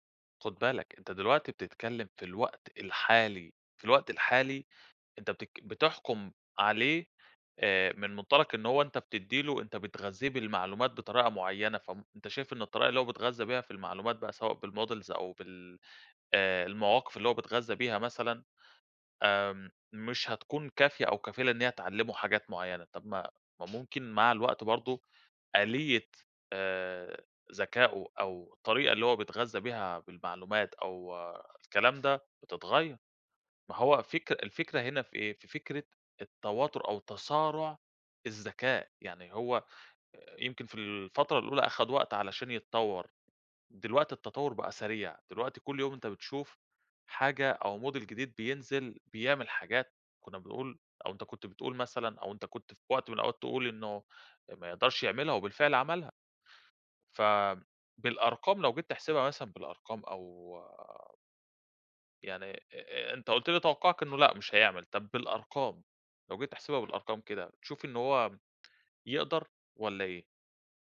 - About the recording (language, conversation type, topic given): Arabic, podcast, تفتكر الذكاء الاصطناعي هيفيدنا ولا هيعمل مشاكل؟
- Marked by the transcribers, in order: in English: "بالmodels"; other background noise; in English: "model"